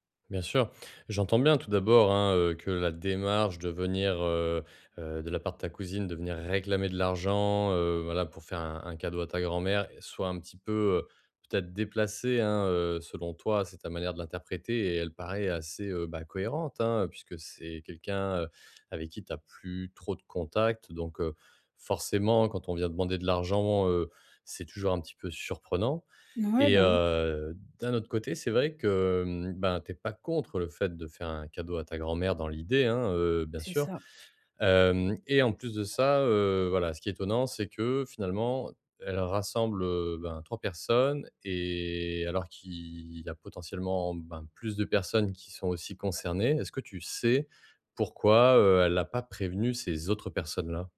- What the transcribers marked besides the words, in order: stressed: "réclamer"; drawn out: "heu"; drawn out: "et"
- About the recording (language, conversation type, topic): French, advice, Comment demander une contribution équitable aux dépenses partagées ?